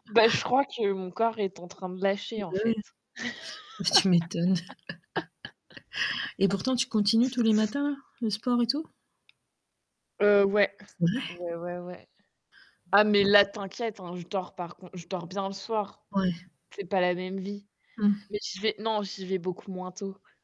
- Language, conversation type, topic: French, unstructured, Préféreriez-vous être une personne du matin ou du soir si vous deviez choisir pour le reste de votre vie ?
- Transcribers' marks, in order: distorted speech; chuckle; laugh; tapping; other background noise